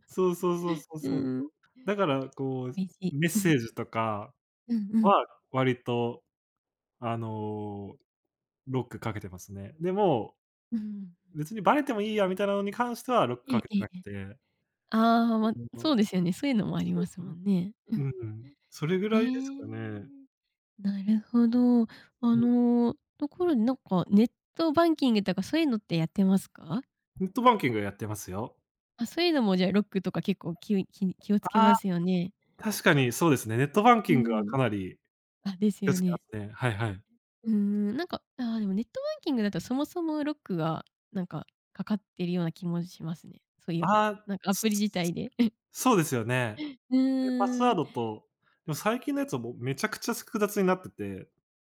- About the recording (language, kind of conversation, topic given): Japanese, podcast, スマホのプライバシーを守るために、普段どんな対策をしていますか？
- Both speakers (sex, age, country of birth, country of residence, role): female, 25-29, Japan, Japan, host; male, 25-29, Japan, Japan, guest
- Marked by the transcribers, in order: none